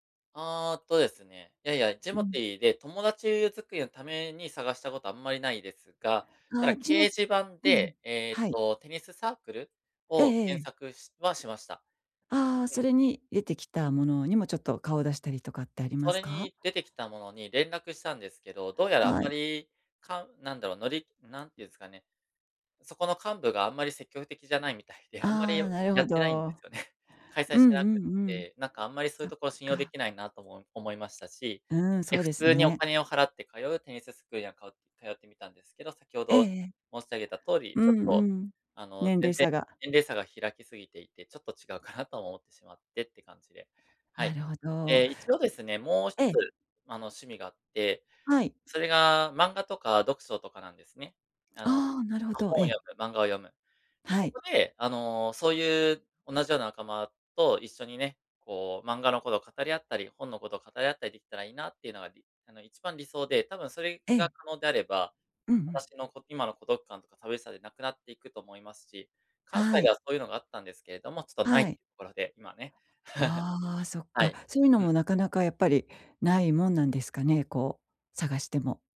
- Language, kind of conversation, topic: Japanese, advice, 新しい場所で感じる孤独や寂しさを、どうすればうまく対処できますか？
- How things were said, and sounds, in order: laughing while speaking: "ですよね"; chuckle